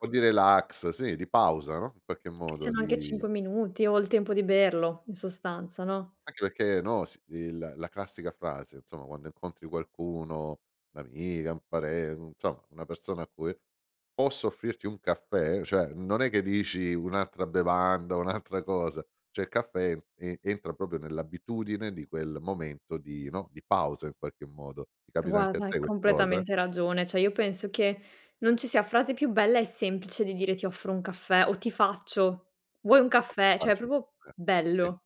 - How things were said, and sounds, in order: tapping; other background noise; "insomma" said as "inzoma"; "amica" said as "amiga"; "insomma" said as "nzoma"; laughing while speaking: "un'altra"; "Cioè" said as "ceh"; "proprio" said as "propio"; unintelligible speech; "Cioè" said as "Ceh"; "proprio" said as "propo"
- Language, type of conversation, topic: Italian, podcast, Che ruolo ha il caffè nella tua mattina?